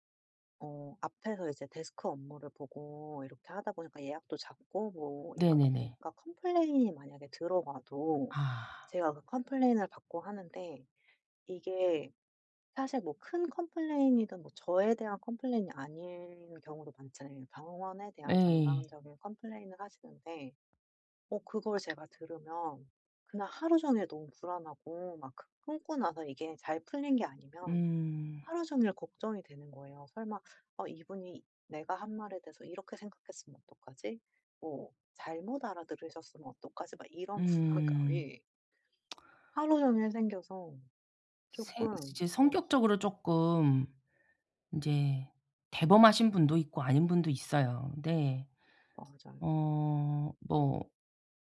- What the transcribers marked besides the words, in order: other background noise; tapping; laughing while speaking: "불안감이"; lip smack
- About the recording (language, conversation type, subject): Korean, advice, 복잡한 일을 앞두고 불안감과 자기의심을 어떻게 줄일 수 있을까요?